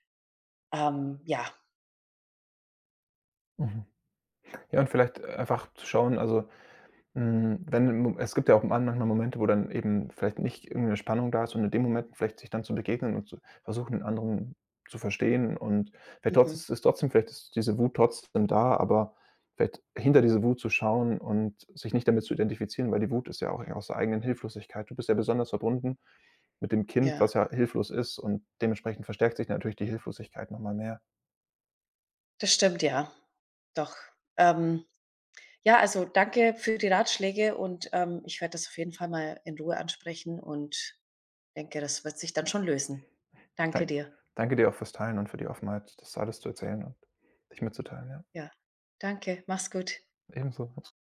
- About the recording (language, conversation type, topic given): German, advice, Wie ist es, Eltern zu werden und den Alltag radikal neu zu strukturieren?
- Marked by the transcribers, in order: unintelligible speech